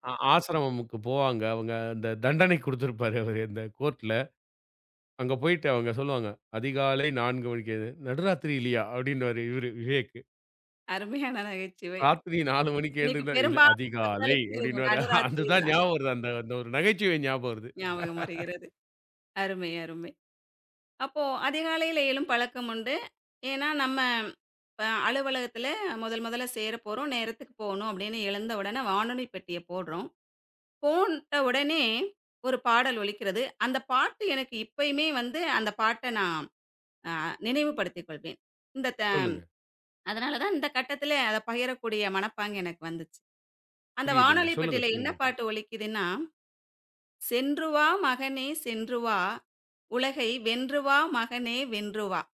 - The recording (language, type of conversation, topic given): Tamil, podcast, பெரிய ஒரு திருப்பம் வந்த நேரத்தில் உங்களுக்கு துணையாக இருந்த பாடல் ஏதாவது இருந்ததா, அது உங்களுக்கு எப்படி உதவியது?
- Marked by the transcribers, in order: laughing while speaking: "குடுத்திருப்பாரு அவரு"; laughing while speaking: "அருமையான நகைச்சுவை"; laughing while speaking: "அப்படீன்னுவாரு . அதுதான் ஞாபகம் வருது"; laugh; "போட்ட" said as "போன்ட்ட"